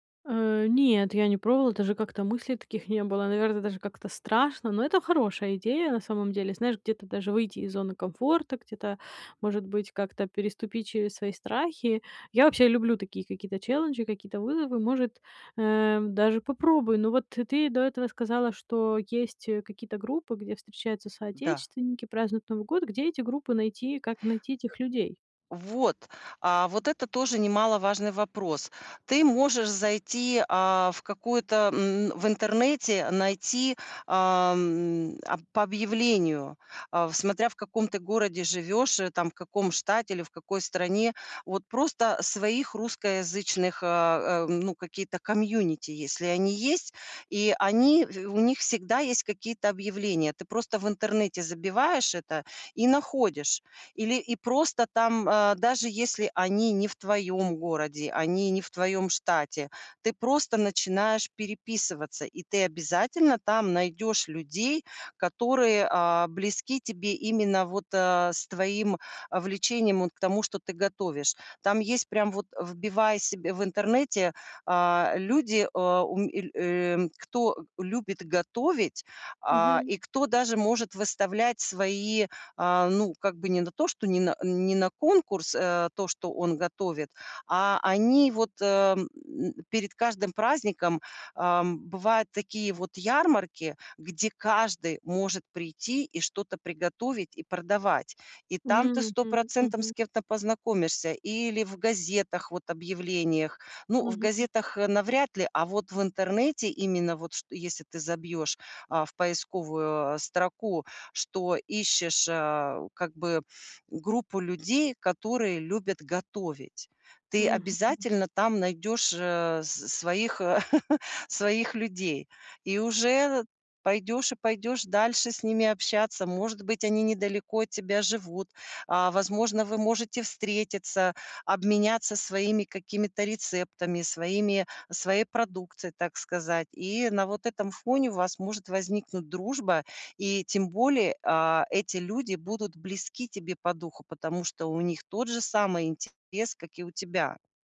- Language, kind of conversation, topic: Russian, advice, Как мне снова находить радость в простых вещах?
- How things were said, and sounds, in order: other background noise; in English: "челленджи"; drawn out: "ам"; chuckle